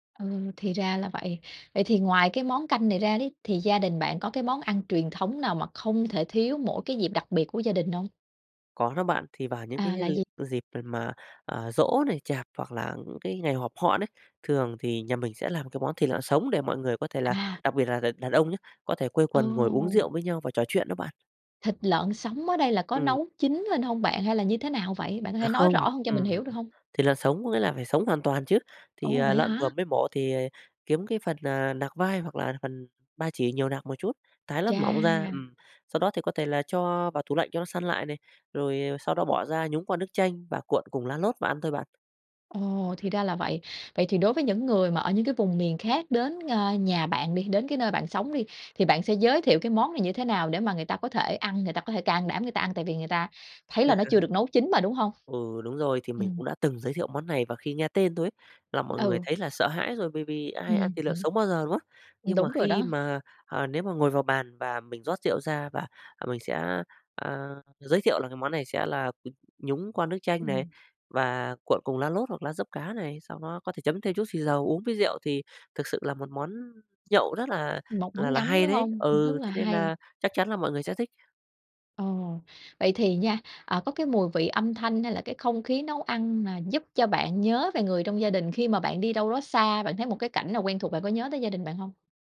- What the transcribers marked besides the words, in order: other background noise; tapping; laugh
- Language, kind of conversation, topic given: Vietnamese, podcast, Bạn kể câu chuyện của gia đình mình qua món ăn như thế nào?